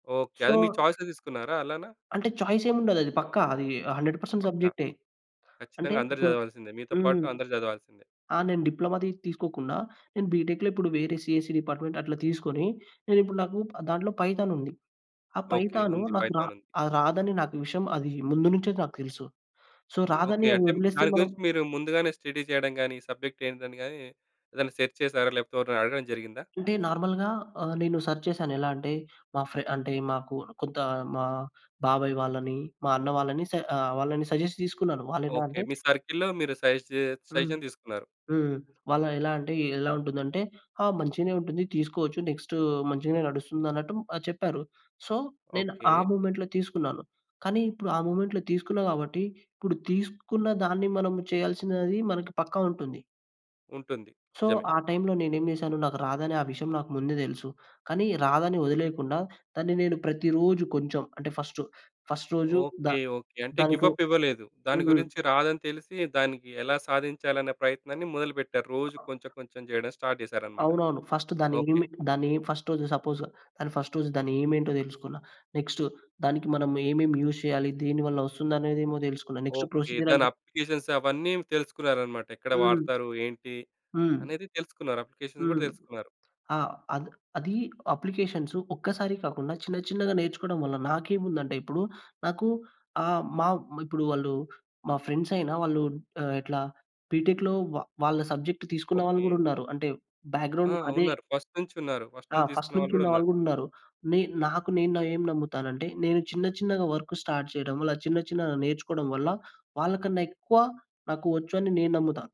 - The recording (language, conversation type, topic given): Telugu, podcast, ప్రతి రోజు చిన్న విజయాన్ని సాధించడానికి మీరు అనుసరించే పద్ధతి ఏమిటి?
- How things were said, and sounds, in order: in English: "సో"; in English: "చాయిస్‌గా"; tapping; in English: "చాయిస్"; in English: "హండ్రెడ్ పర్సెంట్"; in English: "బీటెక్‌లో"; in English: "సీఎస్‌సీ డిపార్ట్‌మెంట్"; in English: "సో"; in English: "స్టడీ"; in English: "సబ్జెక్ట్"; in English: "సెర్చ్"; in English: "నార్మల్‌గా"; in English: "సెర్చ్"; in English: "సజెస్ట్"; in English: "సర్కిల్‌లో"; in English: "సజెషన్"; in English: "నెక్స్ట్"; in English: "సో"; in English: "మూమెంట్‌లో"; in English: "మూమెంట్‌లో"; in English: "సో"; in English: "గివ్ అప్"; other noise; in English: "స్టార్ట్"; in English: "ఫస్ట్"; unintelligible speech; in English: "సపోజ్‌గా"; in English: "ఎయిమ్"; in English: "యూజ్"; in English: "నెక్స్ట్"; in English: "అప్లికేషన్స్"; in English: "అప్లికేషన్స్"; in English: "అప్లికేషన్స్"; in English: "ఫ్రెండ్స్"; in English: "బీటెక్‌లో"; in English: "సబ్జెక్ట్"; in English: "బ్యాక్ గ్రౌండ్"; in English: "ఫస్ట్"; in English: "ఫస్ట్"; in English: "ఫస్ట్"; in English: "వర్క్ స్టార్ట్"